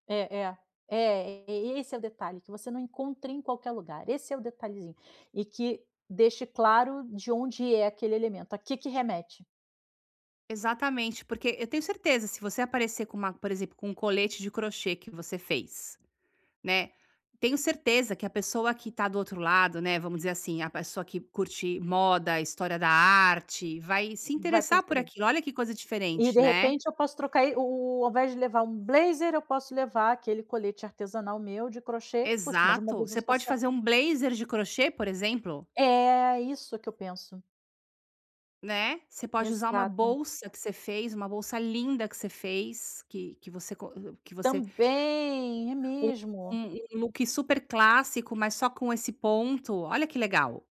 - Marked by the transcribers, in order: none
- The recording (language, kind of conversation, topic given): Portuguese, advice, Como posso descobrir um estilo pessoal autêntico que seja realmente meu?